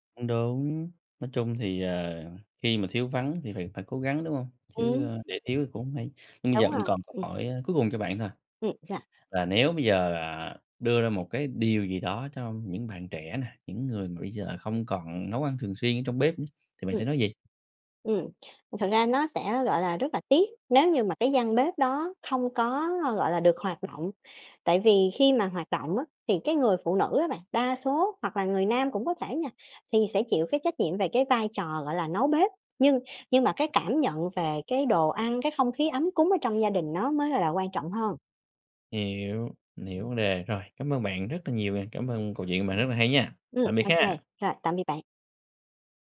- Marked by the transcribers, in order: tapping; other background noise
- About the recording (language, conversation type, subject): Vietnamese, podcast, Bạn có thói quen nào trong bếp giúp bạn thấy bình yên?